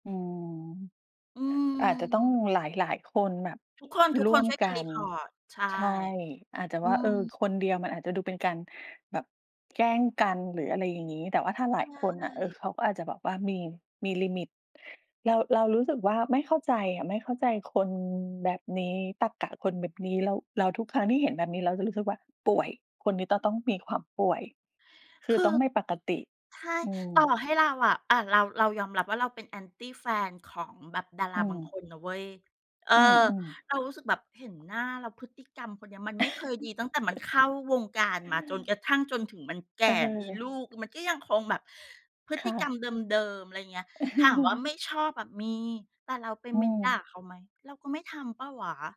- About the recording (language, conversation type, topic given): Thai, unstructured, คุณคิดอย่างไรกับปัญหาการกลั่นแกล้งทางออนไลน์ที่เกิดขึ้นบ่อย?
- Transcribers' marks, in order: tapping; chuckle; chuckle